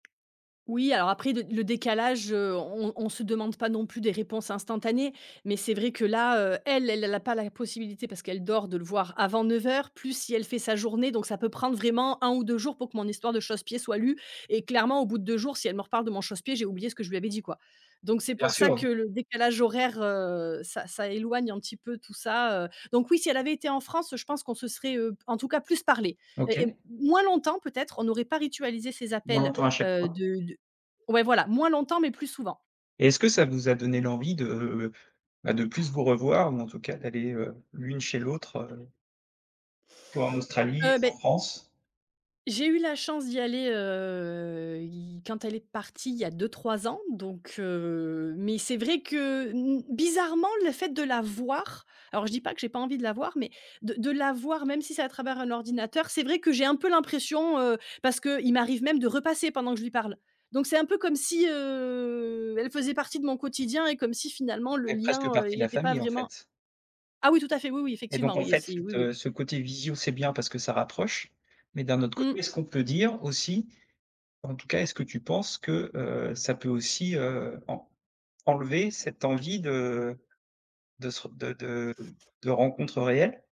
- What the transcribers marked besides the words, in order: tapping; other background noise; drawn out: "heu"; drawn out: "heu"
- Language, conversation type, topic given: French, podcast, Qu’est-ce qui aide à garder le lien quand on vit loin ?